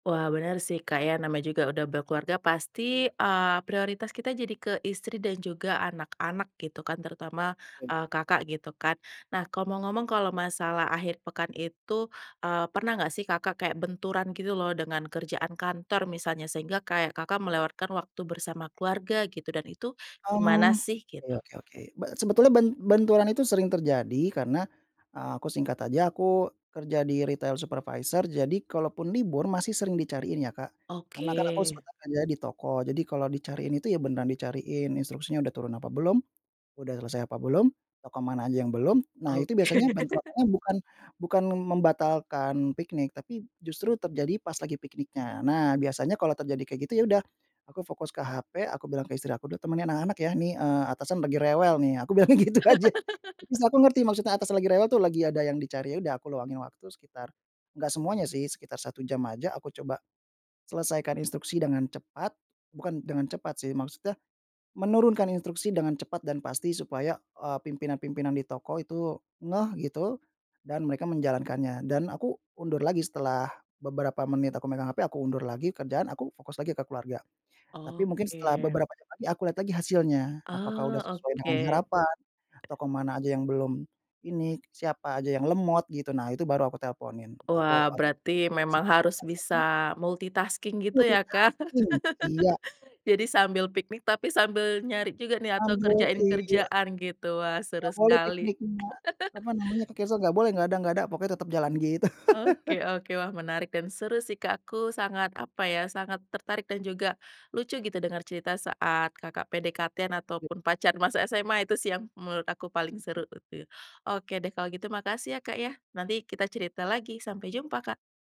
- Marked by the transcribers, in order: tapping; other background noise; laughing while speaking: "Oke"; laugh; laugh; laughing while speaking: "bilangnya gitu aja"; unintelligible speech; in English: "multitasking"; in English: "Multitasking"; laugh; unintelligible speech; laugh; laughing while speaking: "gitu"; laugh
- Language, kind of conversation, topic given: Indonesian, podcast, Apa ritual akhir pekan yang selalu kamu tunggu-tunggu?